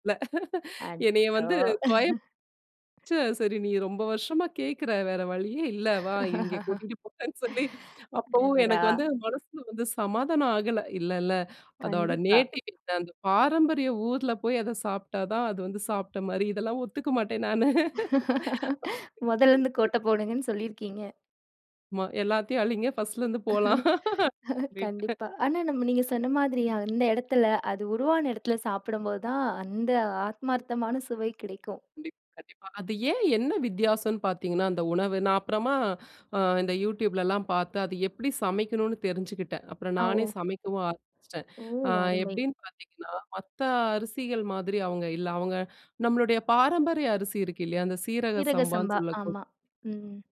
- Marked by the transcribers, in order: laugh; laugh; other noise; laugh; laughing while speaking: "கூட்டிட்டு போறன்னு சொல்லி"; in English: "நேட்டிவ்"; unintelligible speech; laugh; laugh; unintelligible speech; laugh
- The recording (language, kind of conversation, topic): Tamil, podcast, பாரம்பரிய உணவின் மூலம் நீங்கள் உங்கள் அடையாளத்தை எப்படிப் வெளிப்படுத்துகிறீர்கள்?